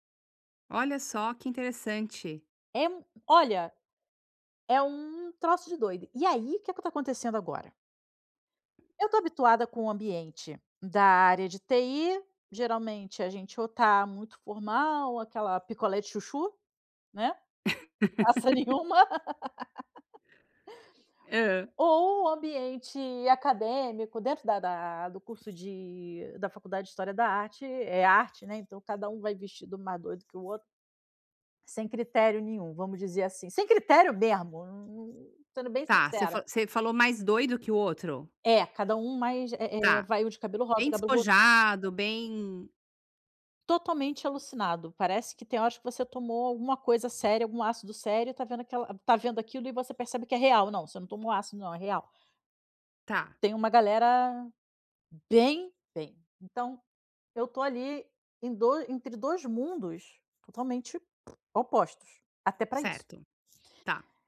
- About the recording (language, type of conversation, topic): Portuguese, advice, Como posso descobrir um estilo pessoal autêntico que seja realmente meu?
- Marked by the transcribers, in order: laugh; laugh; tapping; other noise